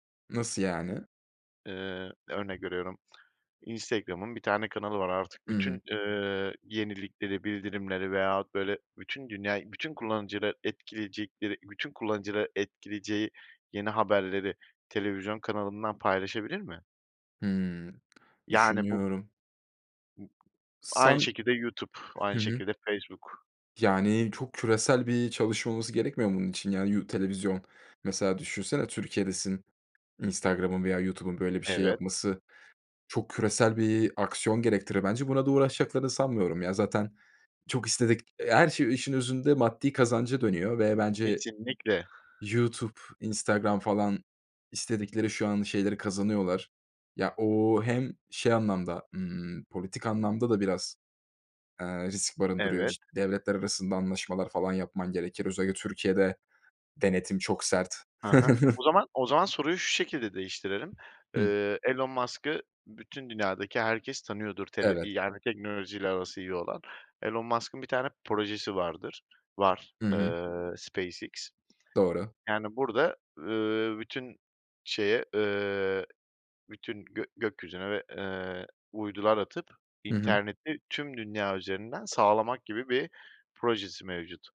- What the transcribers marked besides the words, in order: chuckle; tapping; other background noise
- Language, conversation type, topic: Turkish, podcast, Sence geleneksel televizyon kanalları mı yoksa çevrim içi yayın platformları mı daha iyi?